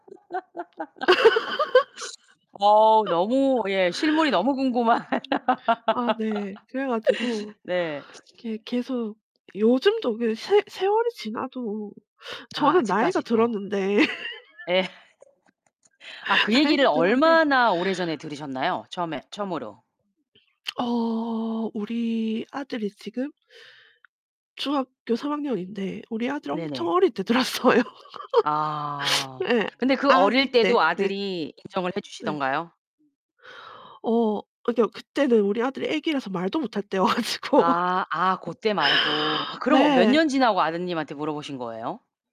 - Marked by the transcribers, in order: laugh; other background noise; laugh; background speech; laughing while speaking: "궁금한"; laugh; laugh; laughing while speaking: "나이도 들었는데"; laughing while speaking: "들었어요"; laugh; distorted speech; laughing while speaking: "때여 가지고"; laugh
- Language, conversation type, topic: Korean, podcast, 미디어에서 나와 닮은 인물을 본 적이 있나요?